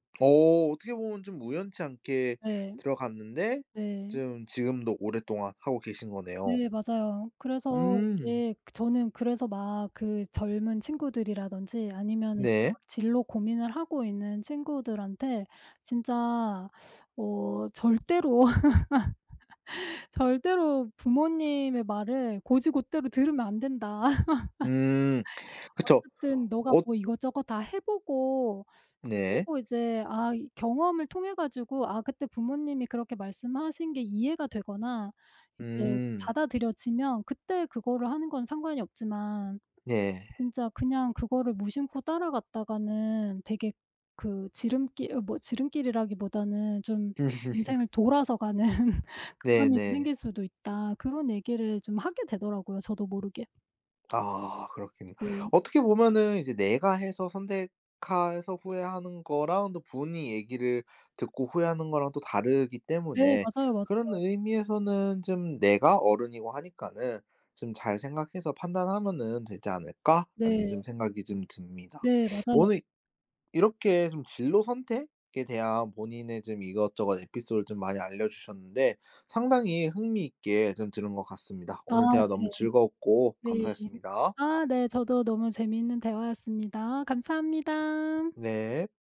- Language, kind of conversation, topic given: Korean, podcast, 가족의 진로 기대에 대해 어떻게 느끼시나요?
- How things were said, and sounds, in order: laugh; laugh; other background noise; laughing while speaking: "가는"; laughing while speaking: "음"; tapping